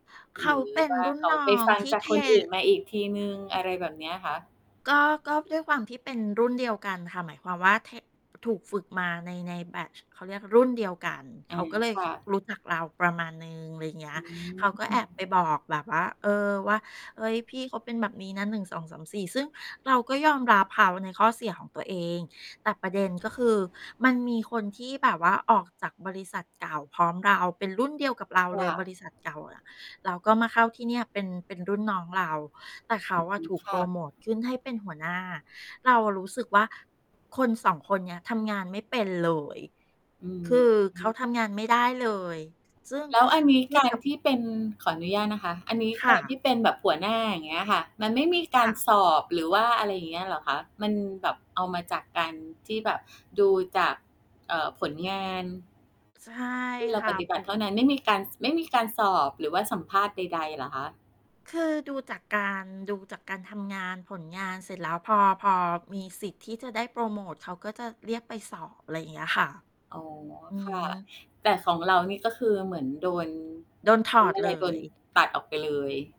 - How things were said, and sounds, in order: static; distorted speech
- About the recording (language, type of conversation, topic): Thai, podcast, มีสัญญาณอะไรบ้างที่บอกว่าถึงเวลาควรเปลี่ยนงานแล้ว?